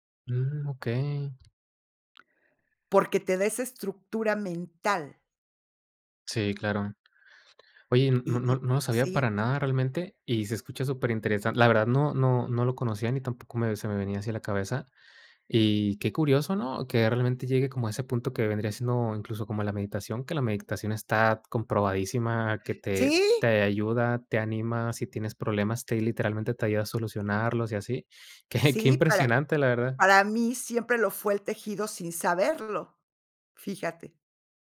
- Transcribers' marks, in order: surprised: "¡Sí!"
- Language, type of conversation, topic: Spanish, podcast, ¿Cómo te permites descansar sin culpa?